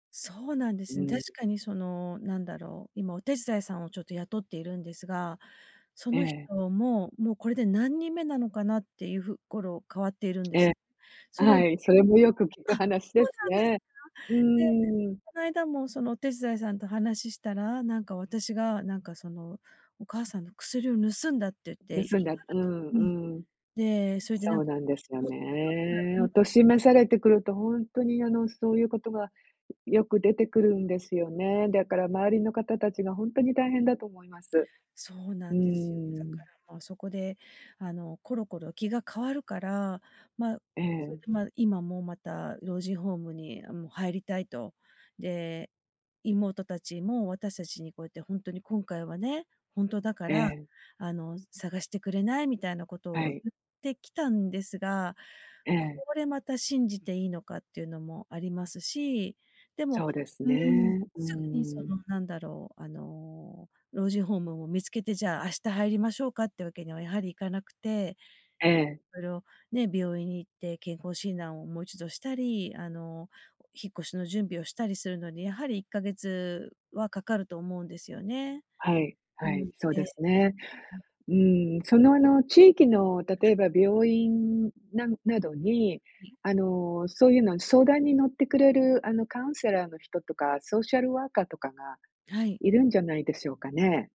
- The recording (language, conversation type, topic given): Japanese, advice, 親の介護のために生活を変えるべきか迷っているとき、どう判断すればよいですか？
- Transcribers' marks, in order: tapping; unintelligible speech; unintelligible speech